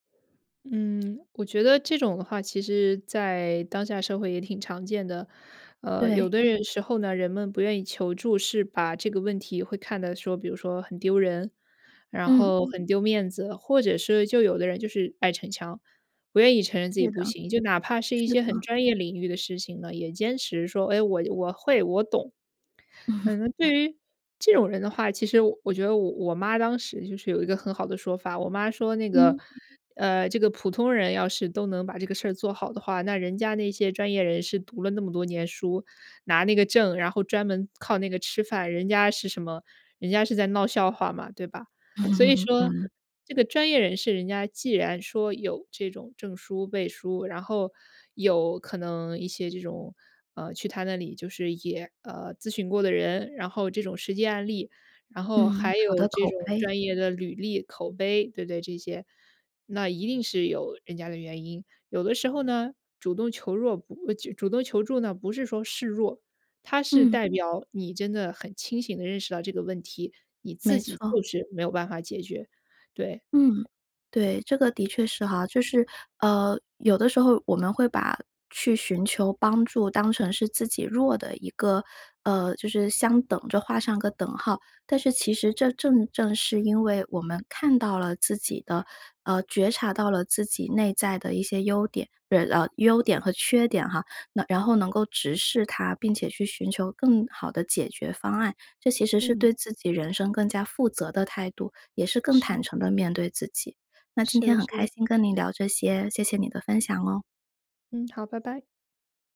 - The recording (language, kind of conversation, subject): Chinese, podcast, 你怎么看待寻求专业帮助？
- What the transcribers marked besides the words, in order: chuckle; laughing while speaking: "对"; chuckle; tapping